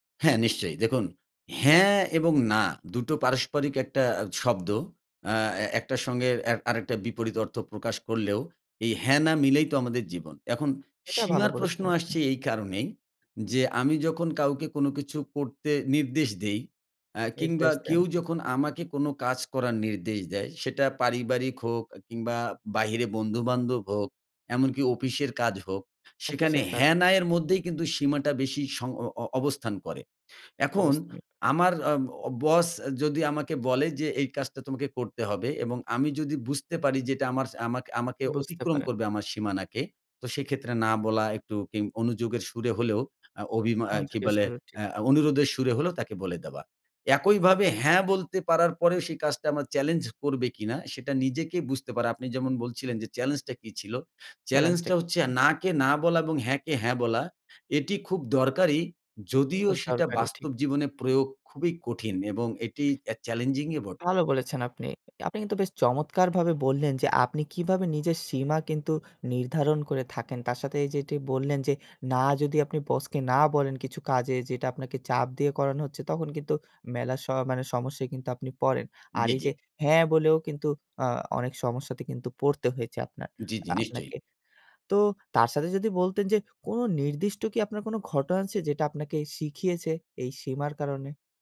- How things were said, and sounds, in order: tapping; in English: "challenging"; alarm
- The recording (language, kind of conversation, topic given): Bengali, podcast, নিজের সীমা নির্ধারণ করা কীভাবে শিখলেন?